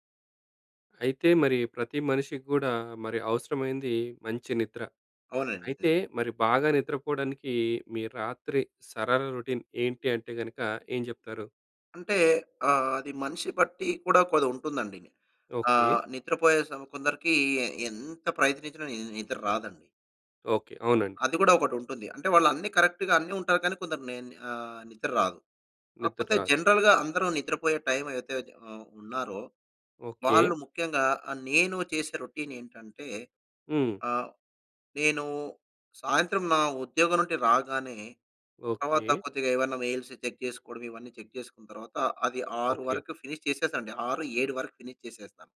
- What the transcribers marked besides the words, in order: in English: "రొటీన్"; in English: "కరెక్ట్‌గా"; in English: "జనరల్‌గా"; in English: "రొటీన్"; in English: "మెయిల్స్ చెక్"; in English: "చెక్"; in English: "ఫినిష్"; in English: "ఫినిష్"
- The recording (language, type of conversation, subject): Telugu, podcast, బాగా నిద్రపోవడానికి మీరు రాత్రిపూట పాటించే సరళమైన దైనందిన క్రమం ఏంటి?